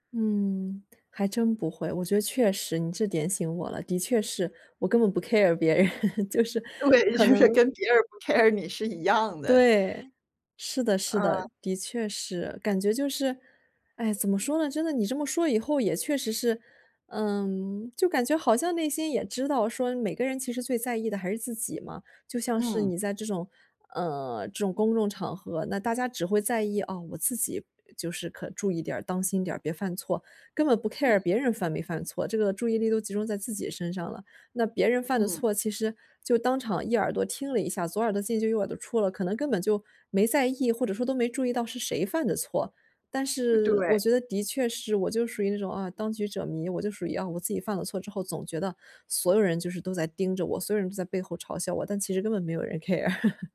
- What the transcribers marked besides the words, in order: in English: "care"; laughing while speaking: "别人就是"; laughing while speaking: "对，就是跟别人不 care 你，是一样的"; in English: "care"; in English: "care"; in English: "care"; chuckle
- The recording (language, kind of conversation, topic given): Chinese, advice, 我怎样才能不被反复的负面想法困扰？